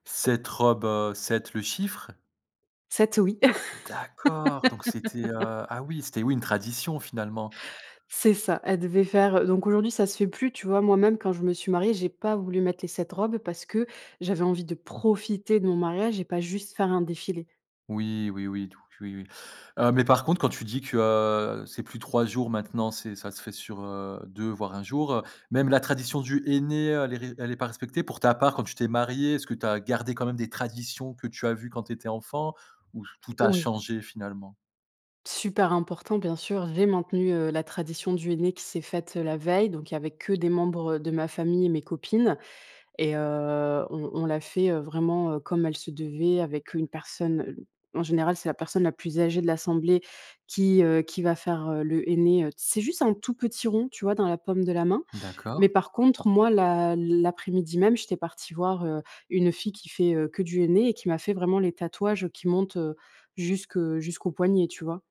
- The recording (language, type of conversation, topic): French, podcast, Comment se déroule un mariage chez vous ?
- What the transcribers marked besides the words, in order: stressed: "D'accord"; laugh; stressed: "ta"; stressed: "j'ai"; stressed: "que"; stressed: "comme"